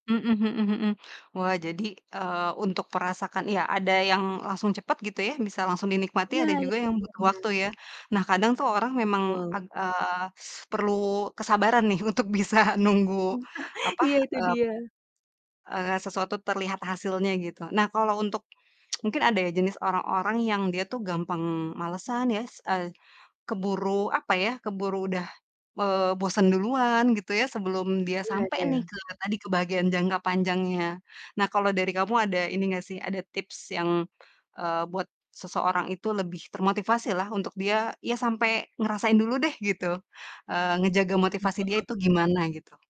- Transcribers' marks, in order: distorted speech; teeth sucking; laughing while speaking: "bisa nunggu"; chuckle; tsk; chuckle; other background noise; tapping
- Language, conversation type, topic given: Indonesian, podcast, Kebiasaan olahraga apa yang menurut kamu paling cocok untuk orang yang sibuk?